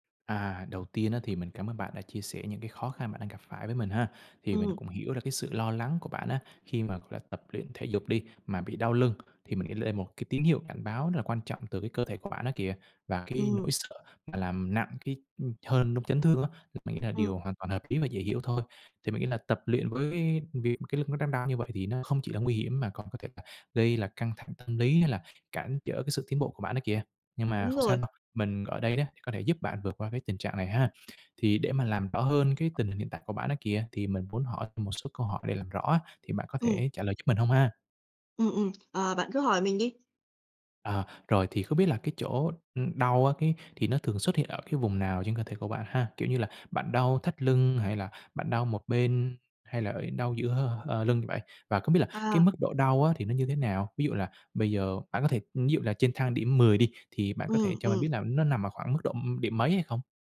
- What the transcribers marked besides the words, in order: tapping; other background noise
- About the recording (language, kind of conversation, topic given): Vietnamese, advice, Tôi bị đau lưng khi tập thể dục và lo sẽ làm nặng hơn, tôi nên làm gì?